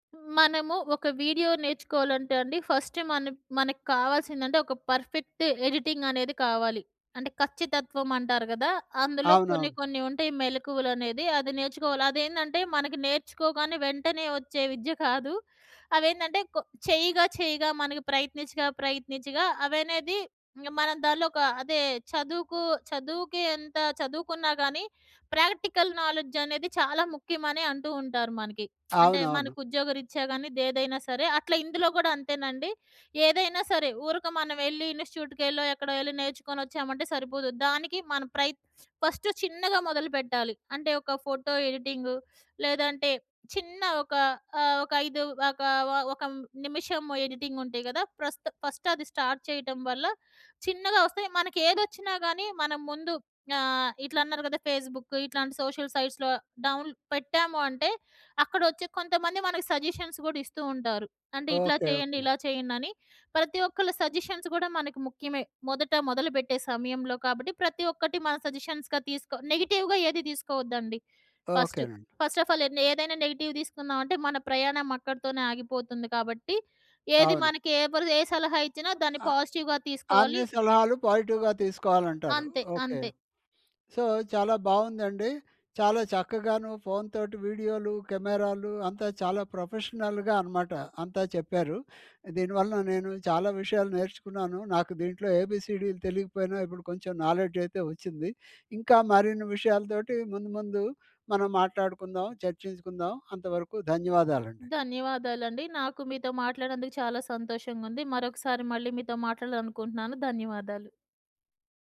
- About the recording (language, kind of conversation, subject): Telugu, podcast, ఫోన్‌తో మంచి వీడియోలు ఎలా తీసుకోవచ్చు?
- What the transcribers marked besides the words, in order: in English: "ఫస్ట్"; in English: "పర్ఫెక్ట్ ఎడిటింగ్"; in English: "ప్రాక్టికల్ నాలెడ్జ్"; lip smack; in English: "ఫస్ట్"; in English: "ఎడిటింగ్"; in English: "ఫస్ట్"; in English: "స్టార్ట్"; in English: "సోషల్ సైట్స్‌లో డౌన్ల్"; in English: "సజెషన్స్"; in English: "సజెషన్స్"; other background noise; in English: "సజెషన్స్‌గా"; in English: "నెగెటివ్‌గా"; in English: "ఫస్ట్, ఫస్ట్ ఆఫ్ ఆల్"; in English: "నెగెటివ్"; in English: "పాజిటివ్‍గా"; in English: "పాజిటివ్‌గా"; in English: "సో"; in English: "ప్రొఫెషనల్‌గా"; in English: "నాలెడ్జ్"